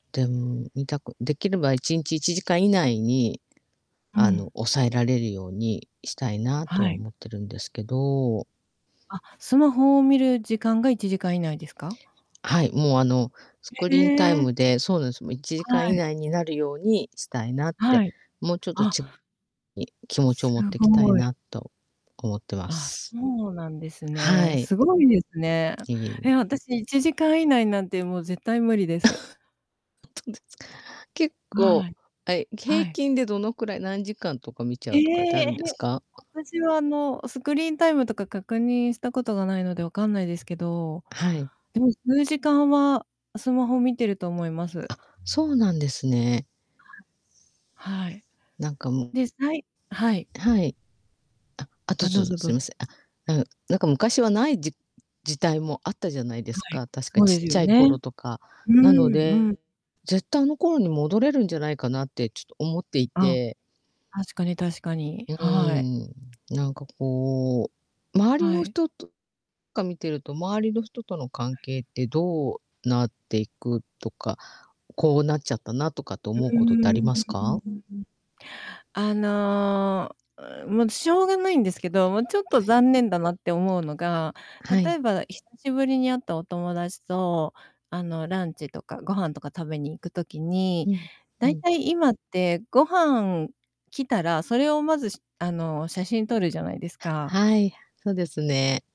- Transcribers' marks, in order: distorted speech; unintelligible speech; chuckle; chuckle; unintelligible speech; tapping
- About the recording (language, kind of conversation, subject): Japanese, unstructured, スマホを使いすぎることについて、どう思いますか？